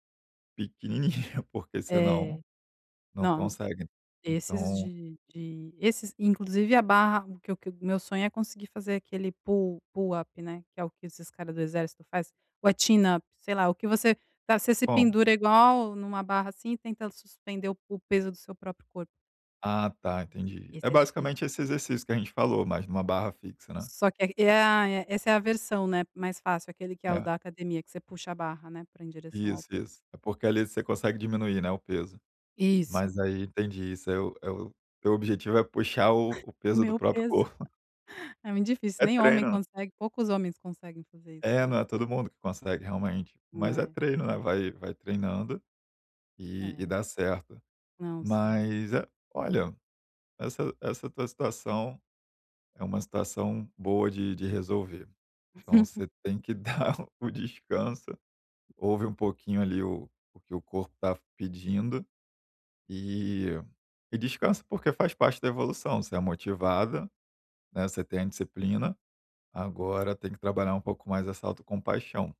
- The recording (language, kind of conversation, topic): Portuguese, advice, Como posso encontrar equilíbrio entre disciplina e autocompaixão no dia a dia?
- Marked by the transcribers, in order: chuckle; in English: "pull pull up"; in English: "chin up"; tapping; chuckle